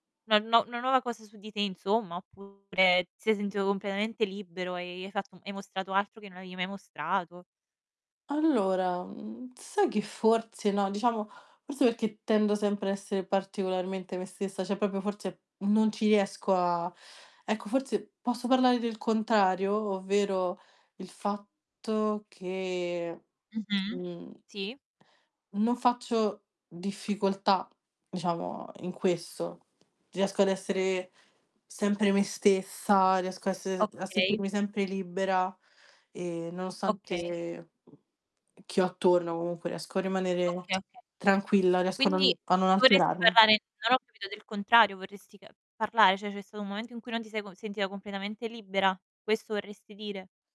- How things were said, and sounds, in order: distorted speech; "cioè" said as "ceh"; "proprio" said as "propio"; static; other background noise; "Cioè" said as "ceh"
- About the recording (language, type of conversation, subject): Italian, unstructured, Cosa ti fa sentire davvero te stesso?